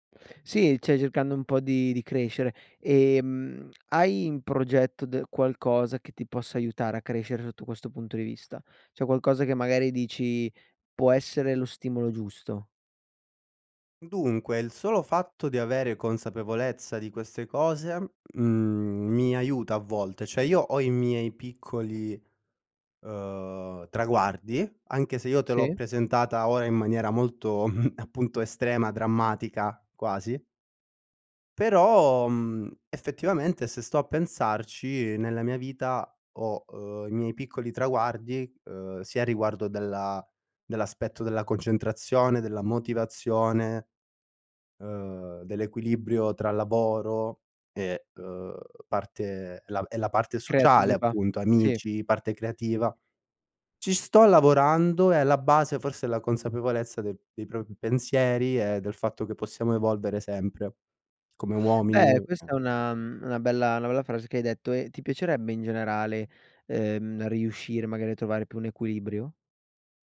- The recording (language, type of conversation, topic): Italian, podcast, Quando perdi la motivazione, cosa fai per ripartire?
- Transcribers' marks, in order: "cioè" said as "ceh"; "cioè" said as "ceh"; tapping; chuckle; unintelligible speech